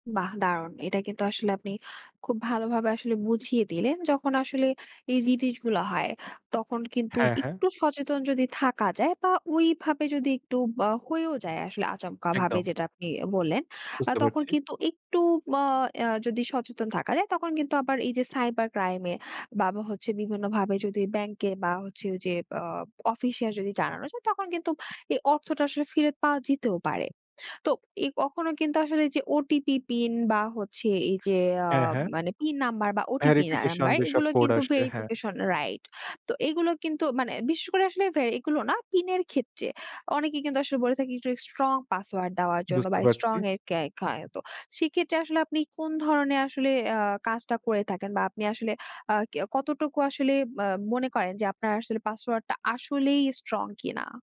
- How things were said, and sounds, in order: other background noise
- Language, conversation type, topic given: Bengali, podcast, অনলাইন প্রতারণা চিনতে আপনি সাধারণত কোন কোন কৌশল ব্যবহার করেন?